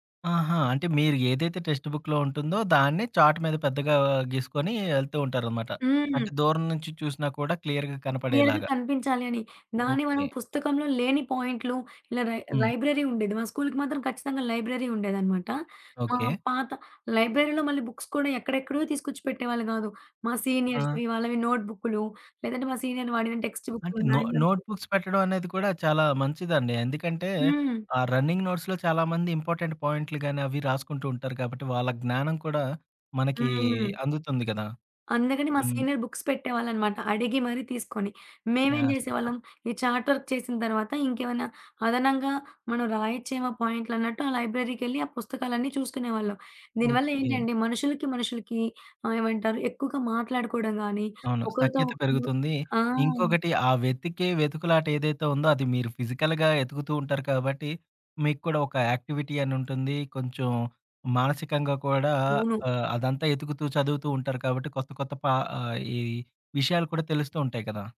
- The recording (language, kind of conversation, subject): Telugu, podcast, ఆన్‌లైన్ నేర్చుకోవడం పాఠశాల విద్యను ఎలా మెరుగుపరచగలదని మీరు భావిస్తారు?
- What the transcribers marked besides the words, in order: in English: "చాట్"; in English: "క్లియర్‌గా"; in English: "క్లియర్‌గా"; in English: "లైబ్రరీ"; in English: "లైబ్రరీ"; in English: "లైబ్రరీలో"; in English: "బుక్స్"; in English: "సీనియర్స్‌వి"; in English: "మ్యాన్యువల్స్"; in English: "నొ నోట్‌బుక్స్"; in English: "రన్నింగ్ నోట్స్‌లో"; in English: "ఇంపార్టెంట్"; other background noise; in English: "సీనియర్ బుక్స్"; tapping; in English: "సూపర్!"; in English: "చాట్ వర్క్"; in English: "లైబ్రరీకెళ్ళి"; in English: "ఫిజికల్‌గా"; in English: "యాక్టివిటీ"